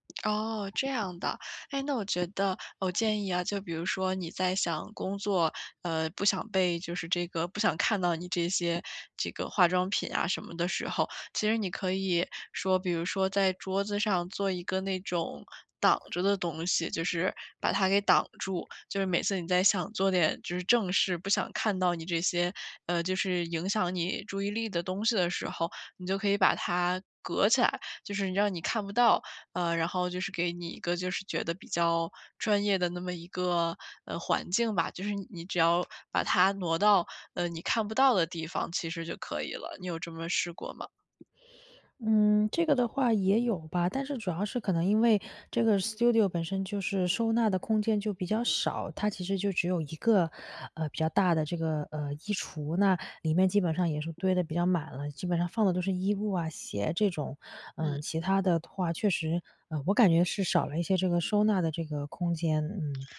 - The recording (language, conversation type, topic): Chinese, advice, 我该如何减少空间里的杂乱来提高专注力？
- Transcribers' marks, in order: other background noise; in English: "Studio"